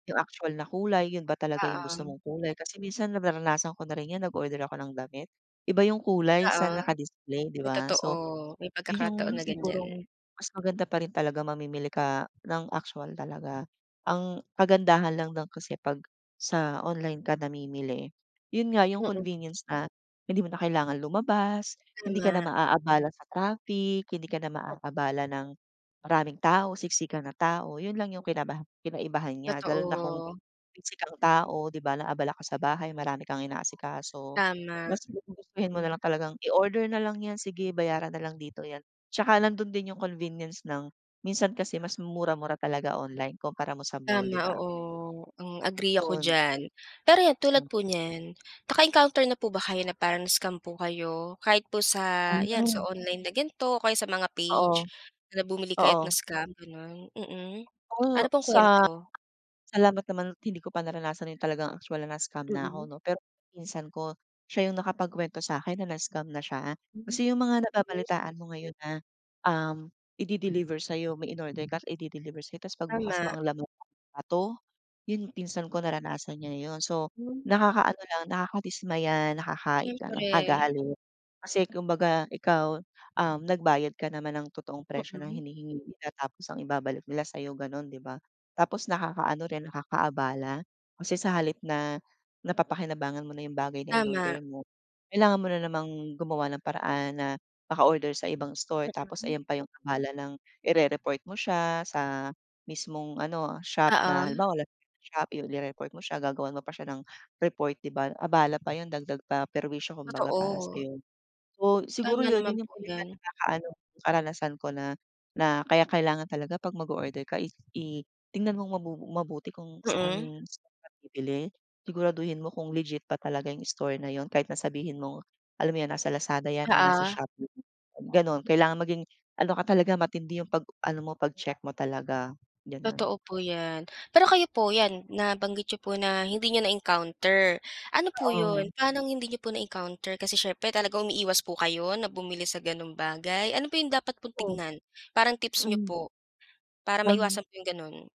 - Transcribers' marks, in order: other background noise; fan; other noise; background speech
- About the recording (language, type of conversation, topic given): Filipino, podcast, Ano ang naging karanasan mo sa pamimili online?